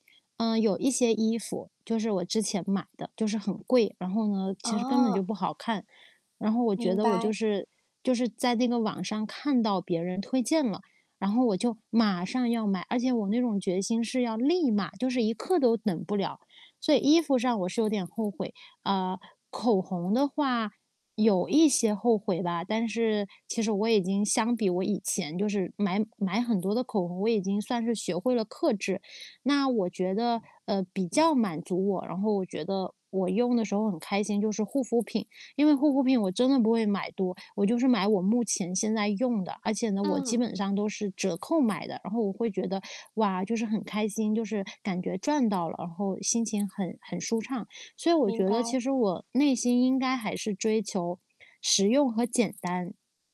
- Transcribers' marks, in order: static; other background noise; distorted speech; tapping
- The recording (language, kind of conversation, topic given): Chinese, advice, 我怎样才能对已有的物品感到满足？